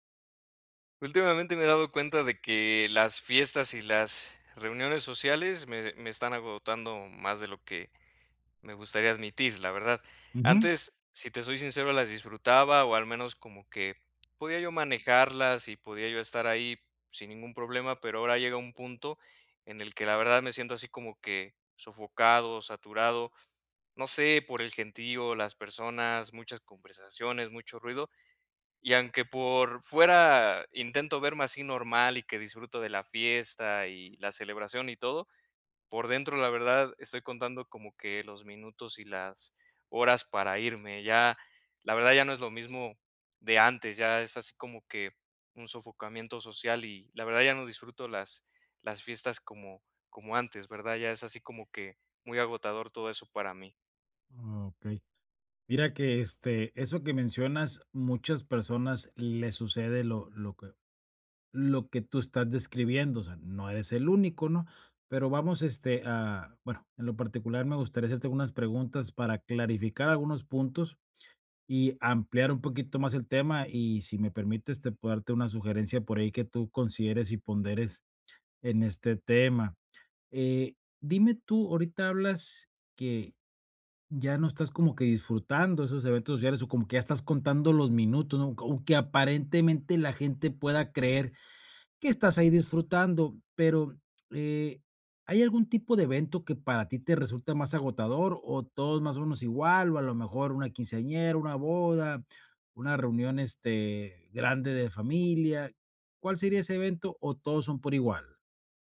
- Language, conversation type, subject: Spanish, advice, ¿Cómo puedo manejar el agotamiento social en fiestas y reuniones?
- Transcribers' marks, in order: tapping